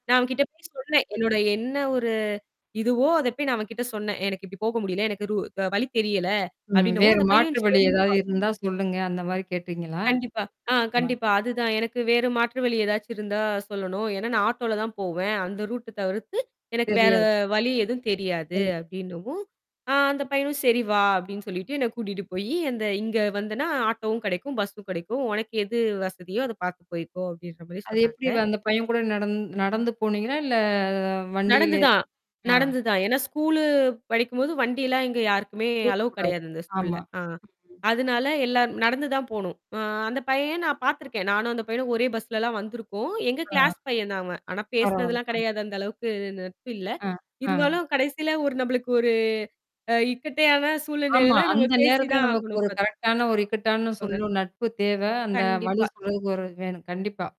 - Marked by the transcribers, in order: distorted speech; other background noise; mechanical hum; tapping; other noise; drawn out: "இல்ல"; in English: "அலோவ்"; "இக்கட்டான" said as "இக்கட்டையான"
- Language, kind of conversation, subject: Tamil, podcast, புதிய இடத்தில் புதிய நண்பர்களைச் சந்திக்க நீங்கள் என்ன செய்கிறீர்கள்?